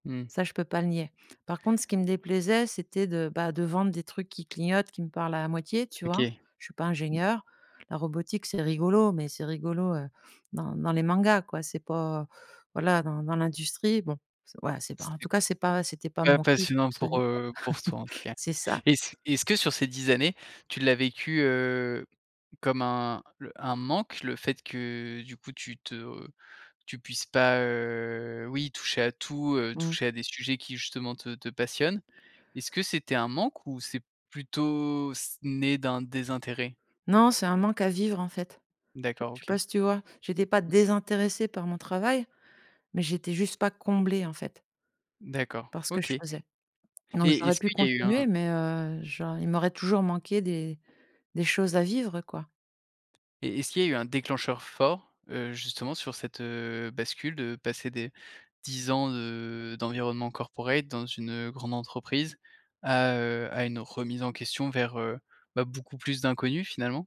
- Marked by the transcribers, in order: other background noise; chuckle; drawn out: "heu"; in English: "corporate"
- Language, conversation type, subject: French, podcast, Comment décrirais-tu ton identité professionnelle ?